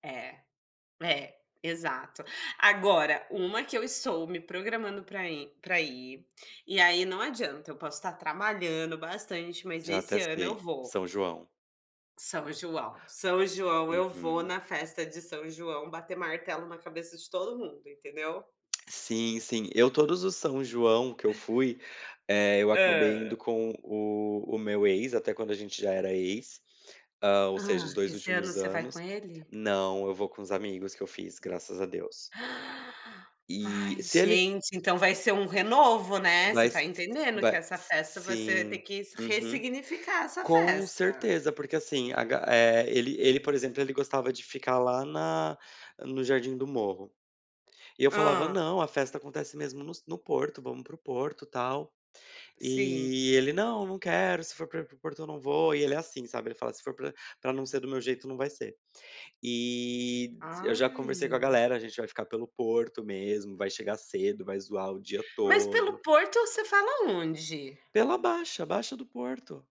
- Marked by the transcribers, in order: tapping; gasp
- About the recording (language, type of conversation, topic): Portuguese, unstructured, Como você equilibra o trabalho e os momentos de lazer?